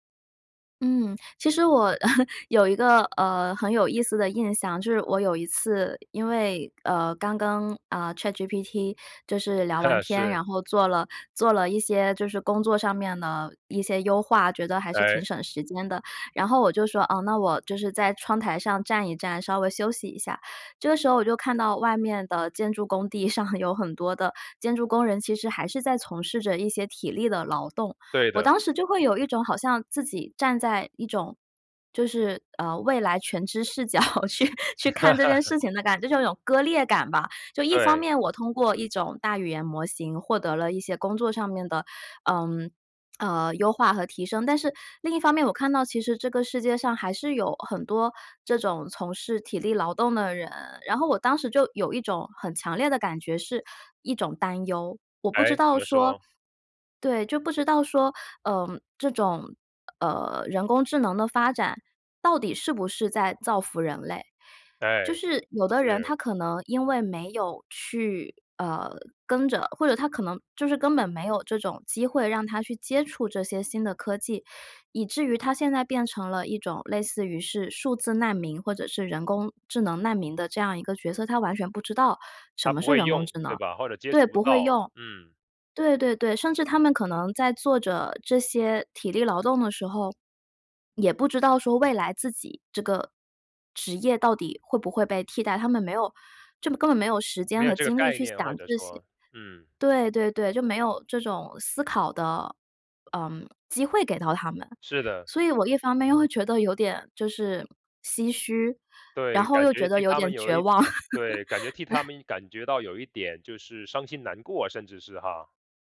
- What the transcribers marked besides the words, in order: chuckle; other background noise; laughing while speaking: "上"; laugh; laughing while speaking: "视角去 去看"; lip smack; chuckle
- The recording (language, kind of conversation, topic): Chinese, podcast, 未来的工作会被自动化取代吗？